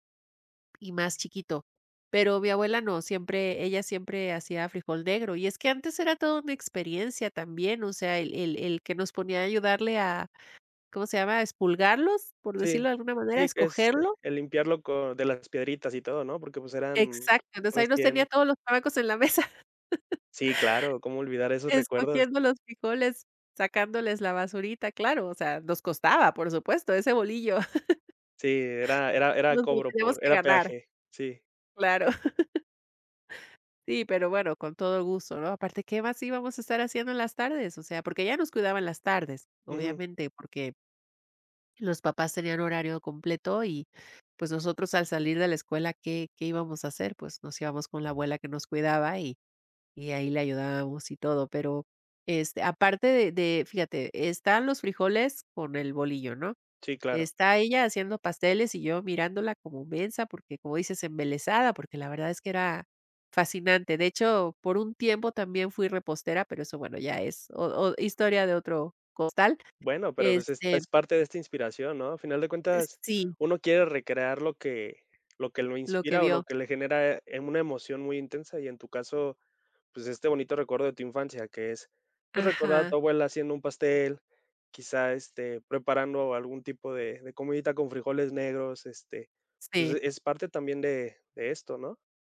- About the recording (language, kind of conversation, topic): Spanish, podcast, ¿Cuál es tu recuerdo culinario favorito de la infancia?
- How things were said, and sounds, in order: other background noise; laughing while speaking: "mesa"; chuckle; chuckle; chuckle